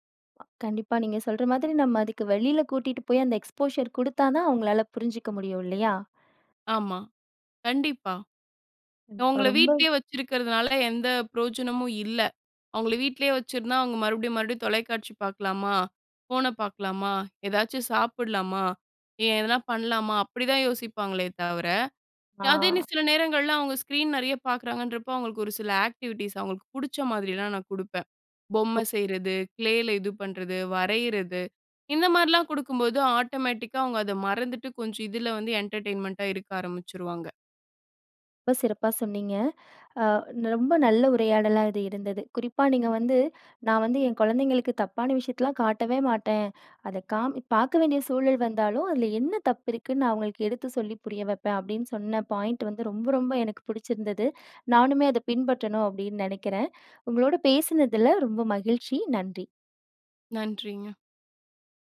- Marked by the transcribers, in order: other noise; in English: "எக்ஸ்போஷர்"; other background noise; in English: "ஸ்க்ரீன்"; in English: "ஆக்டிவிட்டீஸ்"; in English: "க்ளேல"; in English: "ஆட்டோமேட்டிக்கா"
- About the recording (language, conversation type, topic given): Tamil, podcast, குழந்தைகளின் திரை நேரத்தை நீங்கள் எப்படி கையாள்கிறீர்கள்?